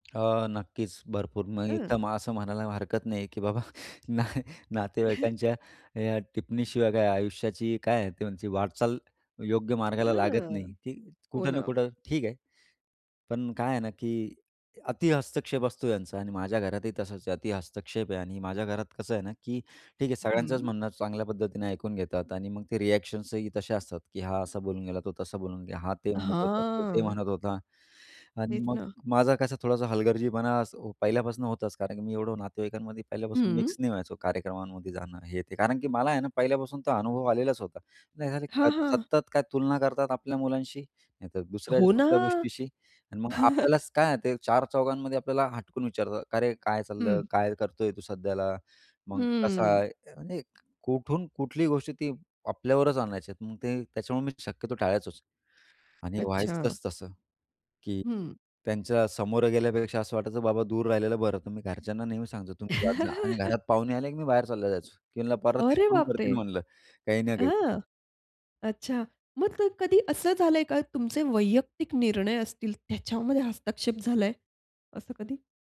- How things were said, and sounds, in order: other background noise; chuckle; laughing while speaking: "न अ नातेवाईकांच्या"; chuckle; tapping; in English: "रिएक्शन्स"; unintelligible speech; chuckle; chuckle
- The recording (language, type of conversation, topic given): Marathi, podcast, नातेवाईकांच्या टिप्पण्यांना तुम्ही कसा सामना करता?